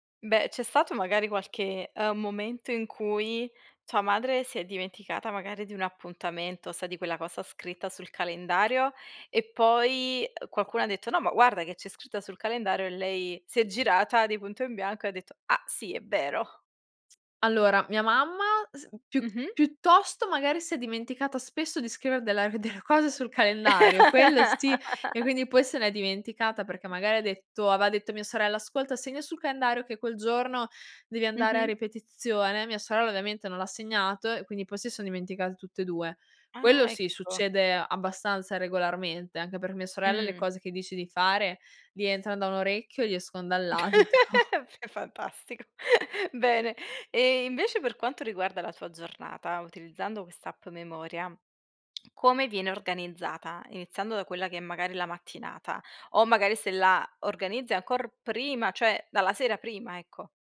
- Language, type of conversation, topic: Italian, podcast, Come programmi la tua giornata usando il calendario?
- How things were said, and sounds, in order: unintelligible speech; laugh; laugh; laughing while speaking: "È f fantastico"; laughing while speaking: "dall'altro"